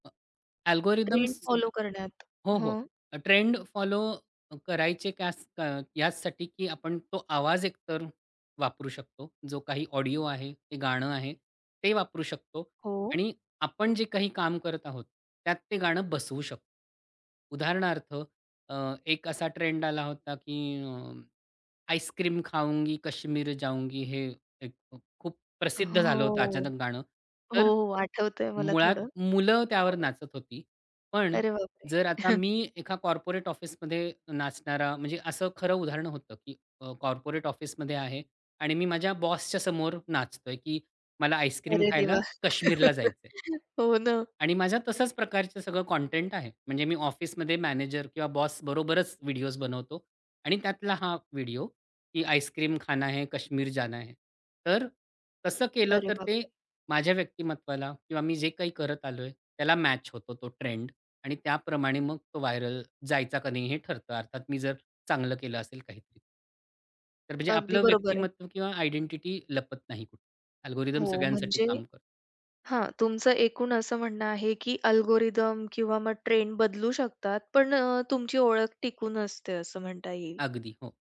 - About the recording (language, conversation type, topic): Marathi, podcast, व्हायरल होण्यामागचं खरं रहस्य काय आहे?
- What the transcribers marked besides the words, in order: in English: "अल्गोरिदम्स"; other noise; in English: "कॉर्पोरेट"; chuckle; in English: "कॉर्पोरेट"; chuckle; tapping; in English: "व्हायरल"; in English: "अल्गोरिदम्स"; in English: "अल्गोरिदम"